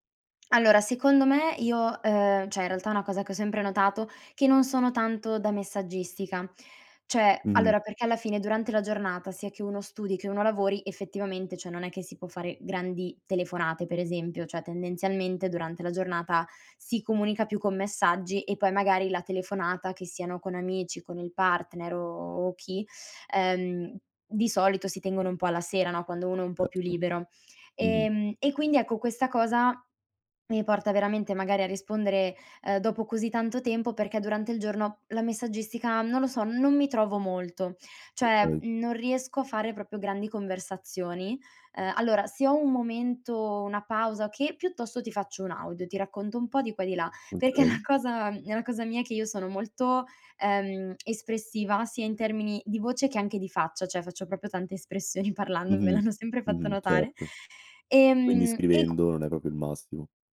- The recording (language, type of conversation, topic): Italian, podcast, Come stabilisci i confini per proteggere il tuo tempo?
- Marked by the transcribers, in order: "cioè" said as "ceh"; "cioè" said as "ceh"; "Cioè" said as "ceh"; "proprio" said as "propio"; laughing while speaking: "è una cosa"; "cioè" said as "ceh"; "proprio" said as "propio"; laughing while speaking: "l'hanno"